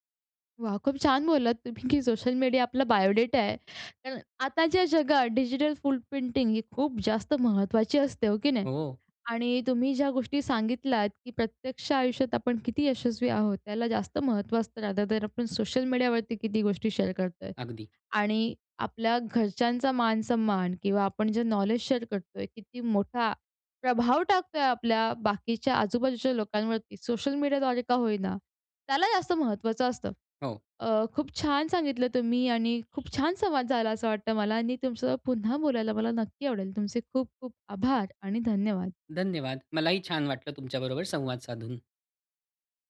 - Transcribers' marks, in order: in English: "फुल"; "फुटप्रिंटिंग" said as "फुल"; in English: "रादर दॅन"; in English: "शेअर"; horn
- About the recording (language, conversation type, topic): Marathi, podcast, सोशल मीडियावर दिसणं आणि खऱ्या जगातलं यश यातला फरक किती आहे?